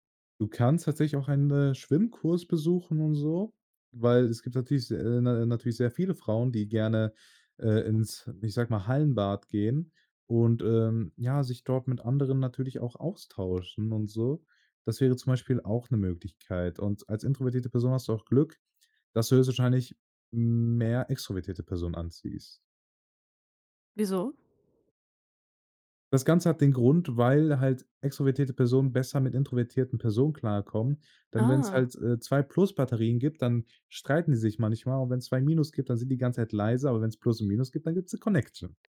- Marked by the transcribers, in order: in English: "Connection"
- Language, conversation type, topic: German, advice, Wie kann ich Small Talk überwinden und ein echtes Gespräch beginnen?